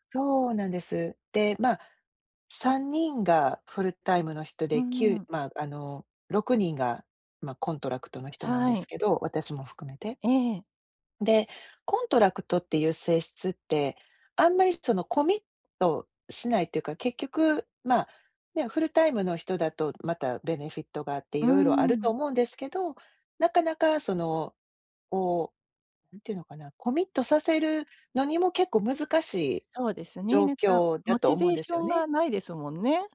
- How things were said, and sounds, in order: none
- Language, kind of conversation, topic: Japanese, advice, 関係を壊さずに相手に改善を促すフィードバックはどのように伝えればよいですか？